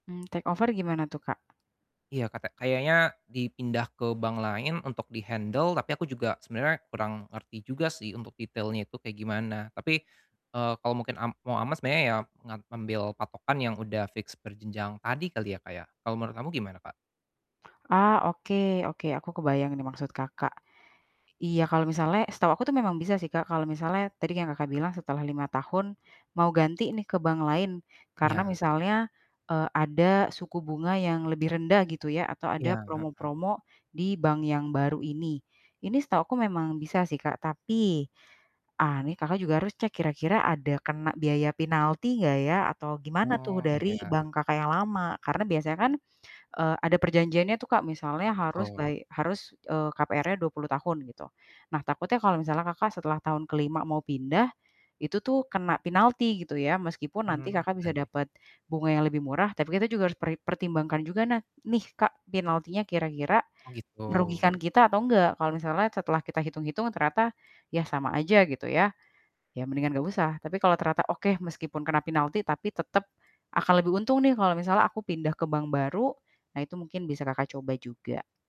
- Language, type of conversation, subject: Indonesian, advice, Bagaimana cara meredakan kecemasan soal uang setiap bulan?
- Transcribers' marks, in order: in English: "take over"; in English: "di-handle"; other background noise; static; tapping